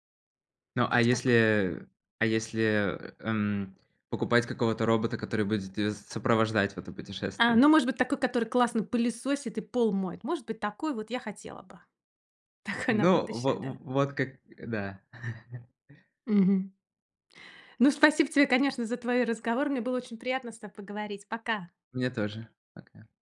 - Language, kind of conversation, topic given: Russian, advice, Как мне справиться с неопределённостью в быстро меняющемся мире?
- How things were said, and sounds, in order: laughing while speaking: "Такой"; chuckle